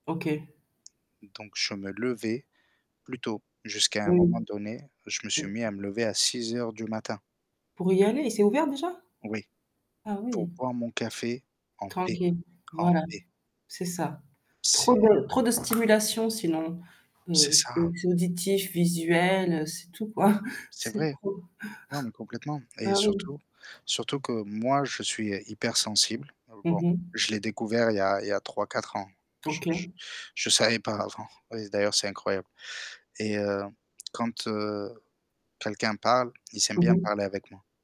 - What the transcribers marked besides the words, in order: static; distorted speech; other background noise; laughing while speaking: "quoi"; chuckle; mechanical hum; tapping
- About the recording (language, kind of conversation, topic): French, unstructured, Quelles sont les valeurs fondamentales qui guident vos choix de vie ?